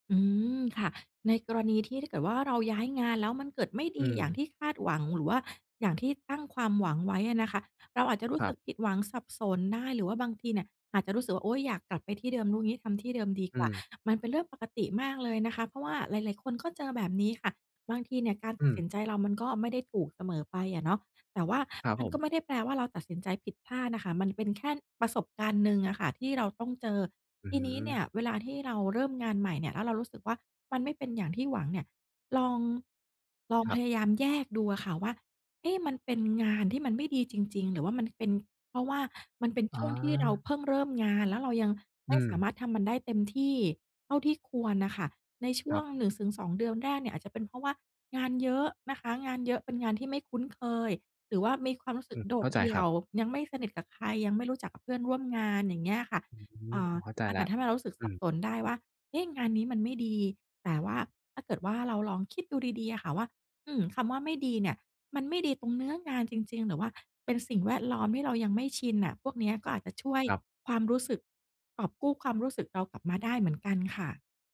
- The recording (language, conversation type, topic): Thai, advice, คุณกลัวอะไรเกี่ยวกับการเริ่มงานใหม่หรือการเปลี่ยนสายอาชีพบ้าง?
- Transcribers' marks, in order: "ถึง" said as "สึง"